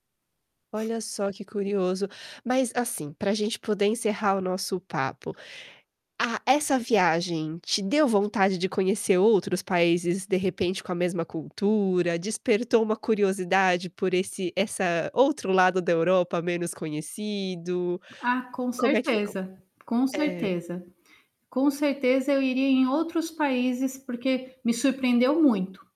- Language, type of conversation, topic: Portuguese, podcast, Qual foi uma viagem que você nunca esqueceu?
- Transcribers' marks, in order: static; tapping; other background noise